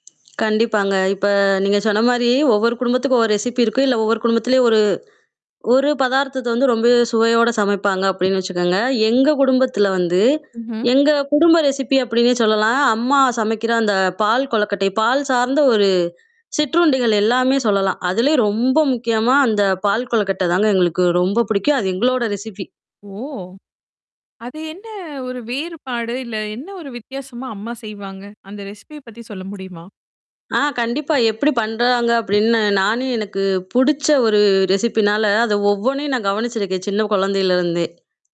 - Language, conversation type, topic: Tamil, podcast, உங்கள் குடும்பத்தில் தலைமுறையாக வந்த தனிச்சுவை கொண்ட சிறப்பு உணவு செய்முறை எது?
- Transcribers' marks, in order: other noise; other background noise; in English: "ரெசிப்பீ"; tapping; in English: "ரெசிப்பீ"; in English: "ரெசிப்பீ"; surprised: "ஓ!"; in English: "ரெஸிப்பீய"; in English: "ரெஸிப்பீனால"